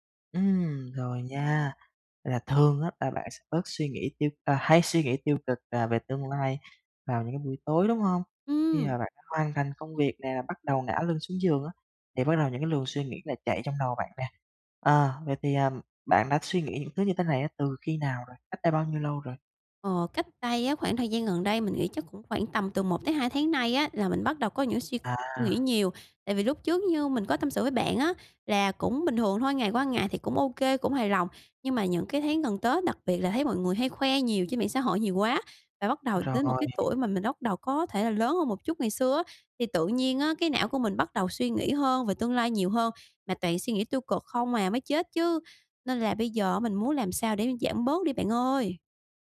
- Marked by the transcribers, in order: tapping; other background noise
- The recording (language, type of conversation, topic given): Vietnamese, advice, Làm sao để tôi bớt suy nghĩ tiêu cực về tương lai?